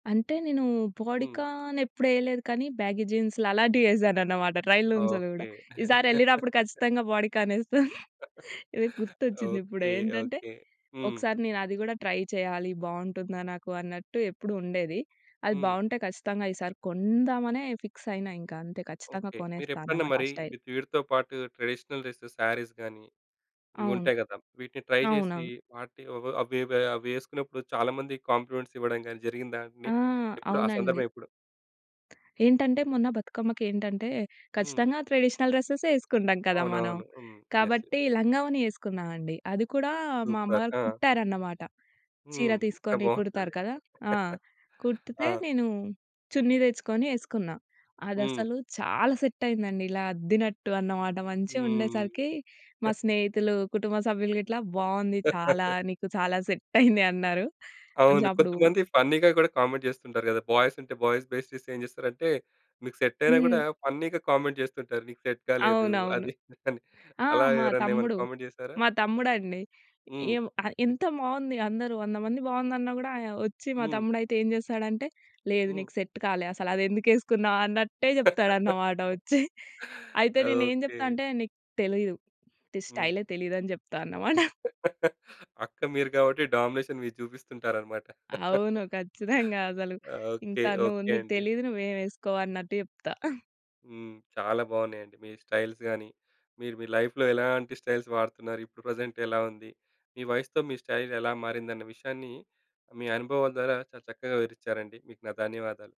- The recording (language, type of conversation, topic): Telugu, podcast, నీ వయసుకు తగినట్లుగా నీ దుస్తుల శైలి ఎలా మారింది?
- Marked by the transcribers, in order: in English: "బాడీ కాన్"; in English: "బ్యాగీ జీన్స్‌లు"; in English: "ట్రైల్‌రూమ్స్‌లలో"; other background noise; giggle; in English: "బాడీ కాన్"; chuckle; giggle; in English: "ట్రై"; stressed: "కొందామనే"; in English: "ఫిక్స్"; in English: "స్టైల్"; in English: "ట్రెడిషనల్ డ్రెసెస్, శారీస్"; in English: "ట్రై"; in English: "కాంప్లిమెంట్స్"; tapping; in English: "ట్రెడిషనల్"; in English: "యెస్. యెస్"; in English: "సూపర్!"; giggle; in English: "సెట్"; chuckle; chuckle; laughing while speaking: "సెట్టయింది"; in English: "ఫన్నీగా"; in English: "కామెంట్"; in English: "బాయ్స్"; in English: "బాయ్స్, బేస్టీస్"; in English: "సెట్"; in English: "ఫన్నీగా కామెంట్"; in English: "సెట్"; chuckle; in English: "కామెంట్"; in English: "సెట్"; giggle; chuckle; chuckle; giggle; in English: "డామినేషన్"; giggle; in English: "స్టైల్స్"; in English: "లైఫ్‌లో"; in English: "స్టైల్స్"; in English: "ప్రెజెంట్"; in English: "స్టైల్"